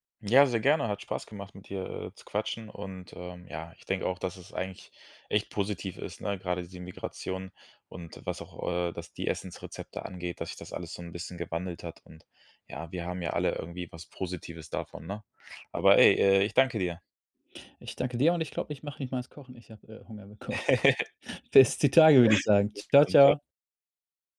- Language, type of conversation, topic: German, podcast, Wie hat Migration eure Familienrezepte verändert?
- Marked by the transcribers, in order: laugh; laughing while speaking: "bekommen. Bis die Tage"; chuckle